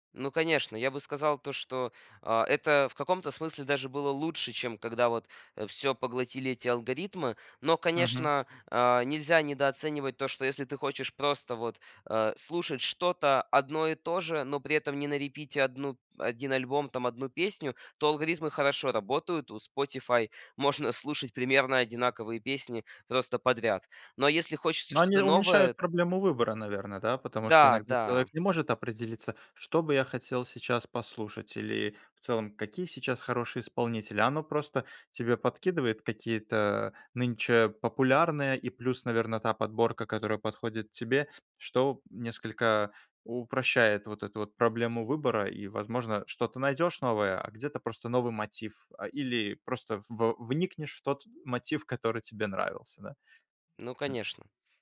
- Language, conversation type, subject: Russian, podcast, Как соцсети влияют на твои музыкальные открытия?
- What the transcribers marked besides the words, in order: other background noise; tapping